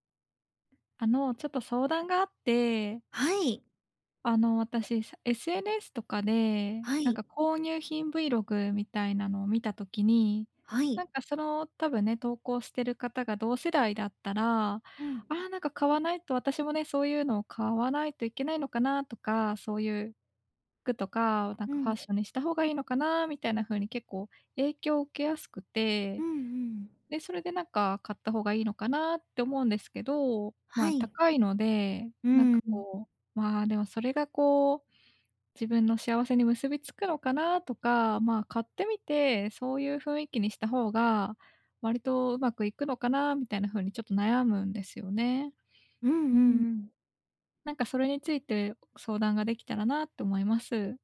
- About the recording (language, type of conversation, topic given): Japanese, advice, 他人と比べて物を買いたくなる気持ちをどうすればやめられますか？
- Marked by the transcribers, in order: none